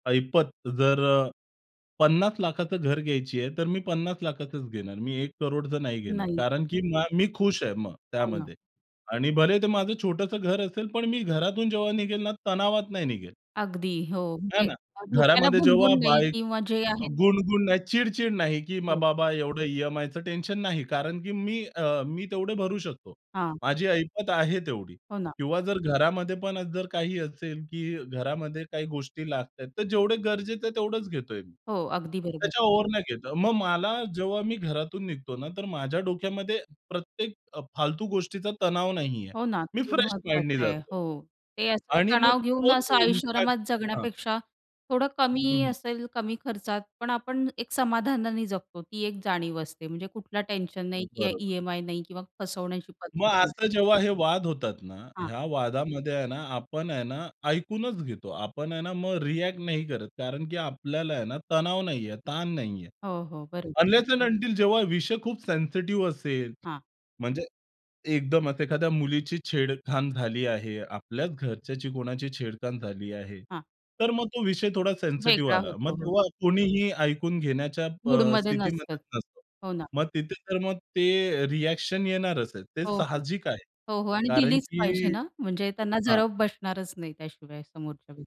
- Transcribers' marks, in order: other background noise; in English: "ओव्हर"; in English: "फ्रेश माइंडने"; in English: "इंपॅक्ट"; in English: "अनलेस अँड अंटील"; in English: "रिअ‍ॅक्शन"
- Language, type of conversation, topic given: Marathi, podcast, वाद सुरू झाला की तुम्ही आधी बोलता की आधी ऐकता?